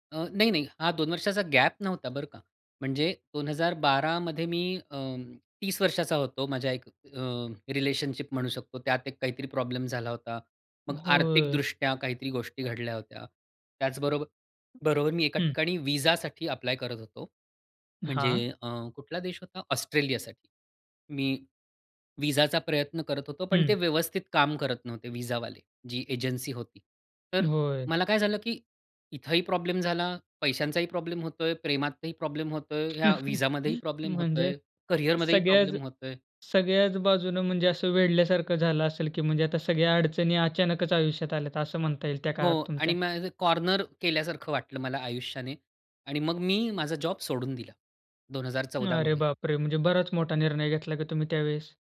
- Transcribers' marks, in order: in English: "गॅप"; tapping; in English: "रिलेशनशिप"; in English: "प्रॉब्लेम"; swallow; other background noise; in English: "अप्लाय"; chuckle; in English: "कॅरियरमध्येही"; in English: "कॉर्नर"; in English: "जॉब"
- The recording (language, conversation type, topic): Marathi, podcast, एखाद्या अपयशातून तुला काय शिकायला मिळालं?